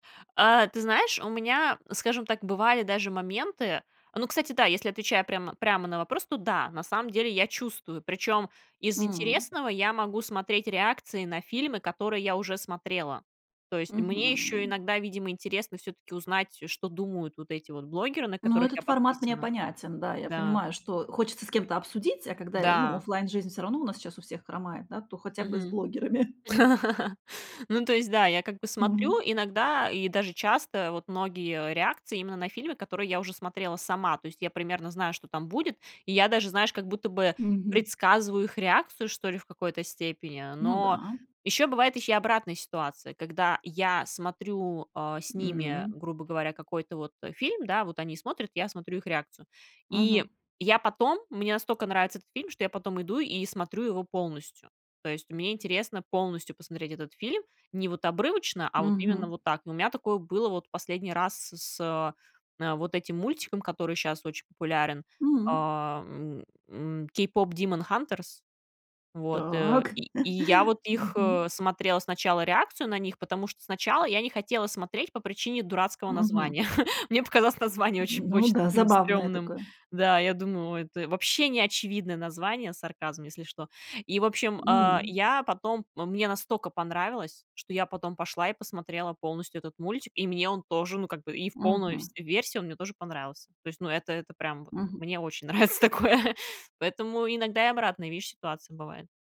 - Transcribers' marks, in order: laugh; chuckle; tapping; chuckle; chuckle; laughing while speaking: "нравится такое"
- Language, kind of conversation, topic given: Russian, podcast, Почему ты стал выбирать короткие видео вместо фильмов?